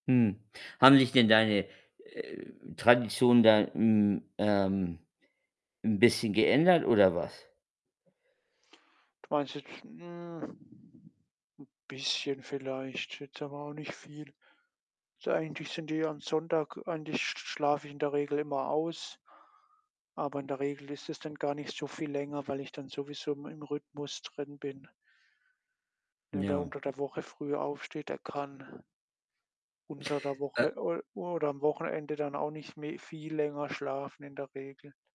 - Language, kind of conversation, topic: German, unstructured, Was macht einen perfekten Sonntag für dich aus?
- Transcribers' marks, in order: other noise